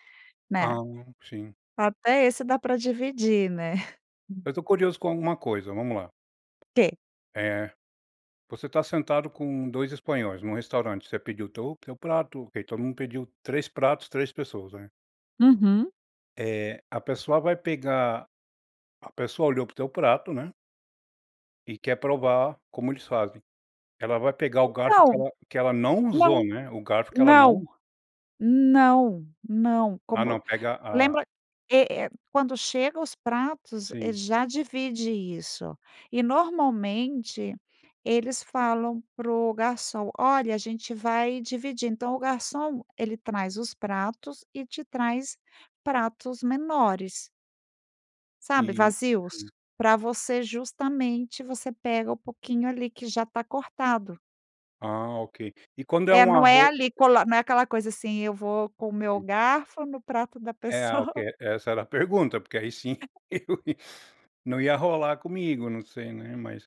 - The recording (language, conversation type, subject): Portuguese, podcast, Como a comida influenciou sua adaptação cultural?
- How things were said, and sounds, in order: laugh; laugh